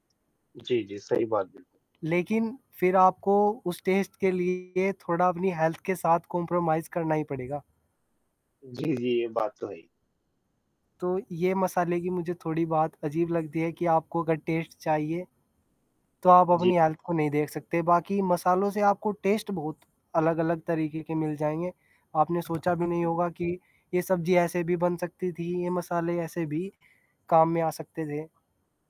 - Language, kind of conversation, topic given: Hindi, unstructured, खाने में मसालों की क्या भूमिका होती है?
- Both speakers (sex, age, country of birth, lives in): male, 20-24, India, India; male, 25-29, India, India
- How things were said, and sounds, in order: static; distorted speech; in English: "टेस्ट"; in English: "हेल्थ"; in English: "कॉम्प्रोमाइज़"; in English: "टेस्ट"; in English: "हेल्थ"; in English: "टेस्ट"; tapping